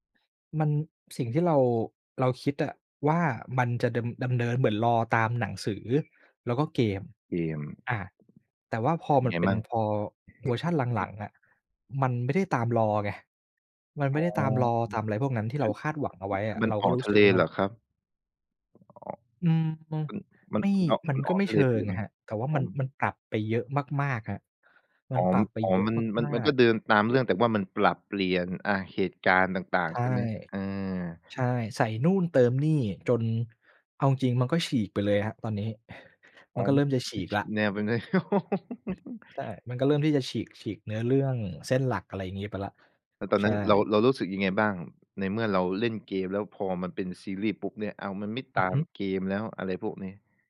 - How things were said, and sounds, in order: in English: "lore"; laugh; in English: "lore"; in English: "lore"; chuckle; tapping; laugh
- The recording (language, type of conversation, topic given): Thai, podcast, ทำไมคนถึงชอบคิดทฤษฎีของแฟนๆ และถกกันเรื่องหนัง?